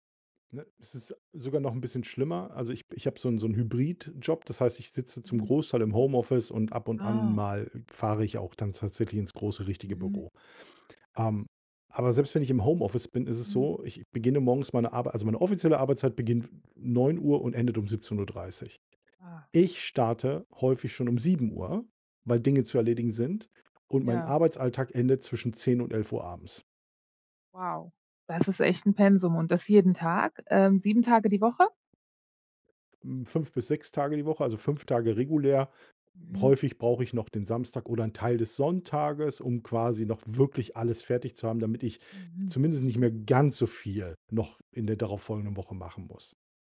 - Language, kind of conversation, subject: German, advice, Wie viele Überstunden machst du pro Woche, und wie wirkt sich das auf deine Zeit mit deiner Familie aus?
- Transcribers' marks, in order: tapping